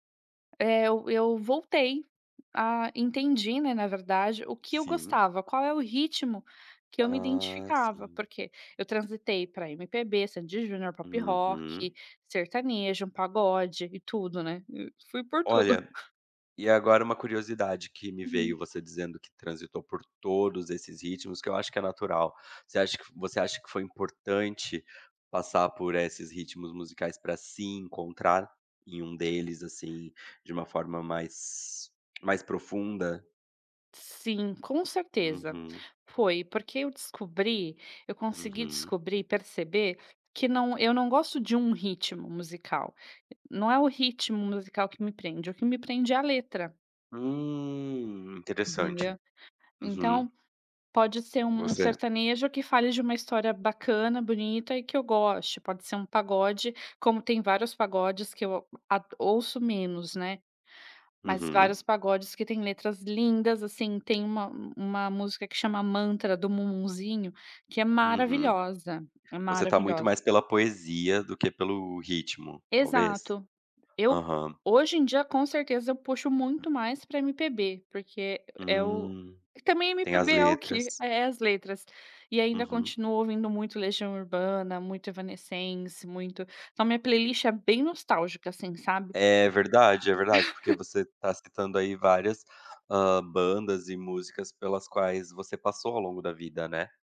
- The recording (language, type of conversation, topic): Portuguese, podcast, Questão sobre o papel da nostalgia nas escolhas musicais
- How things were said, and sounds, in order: tapping; chuckle; other background noise; tongue click; drawn out: "Hum"; laugh